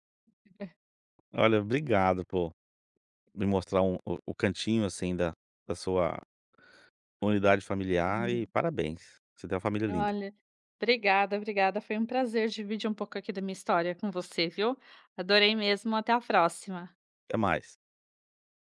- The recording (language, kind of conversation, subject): Portuguese, podcast, Como você equilibra o trabalho e o tempo com os filhos?
- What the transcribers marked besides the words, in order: unintelligible speech; tapping